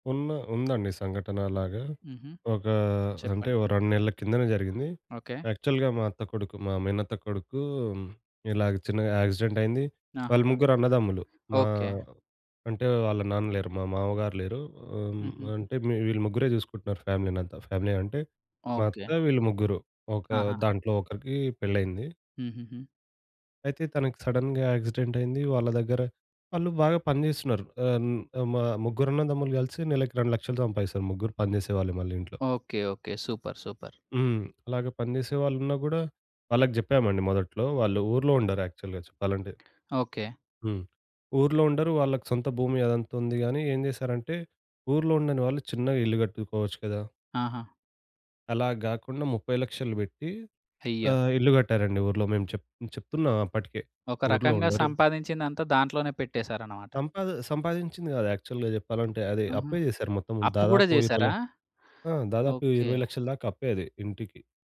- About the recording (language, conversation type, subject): Telugu, podcast, ఆర్థిక సురక్షత మీకు ఎంత ముఖ్యమైనది?
- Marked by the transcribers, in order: in English: "యాక్చువల్‌గా"; in English: "యాక్సిడెంట్"; tapping; in English: "ఫ్యామిలీ"; in English: "సడెన్‌గా యాక్సిడెంట్"; in English: "సూపర్. సూపర్"; in English: "యాక్చువల్‌గా"; in English: "యాక్చువల్‌గా"